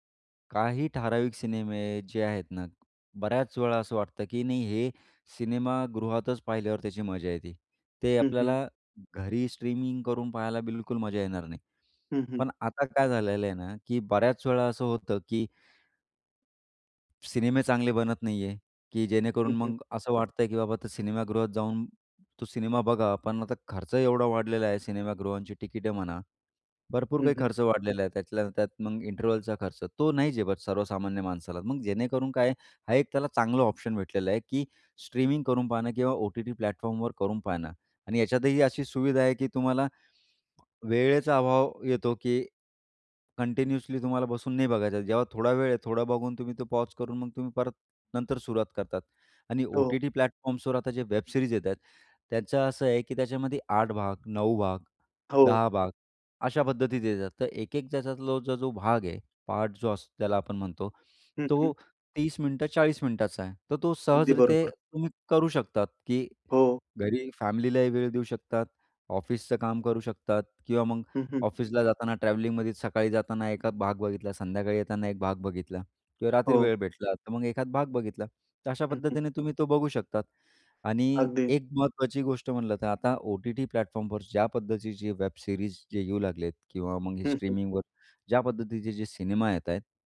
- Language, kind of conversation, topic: Marathi, podcast, स्ट्रीमिंगमुळे सिनेमा पाहण्याचा अनुभव कसा बदलला आहे?
- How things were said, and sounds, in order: tapping; in English: "प्लॅटफॉर्मवर"; in English: "कंटिन्यूअसली"; in English: "प्लॅटफॉर्म्सवर"; in English: "वेब सिरीज"; in English: "प्लॅटफॉर्मवर"; in English: "वेब सीरीज"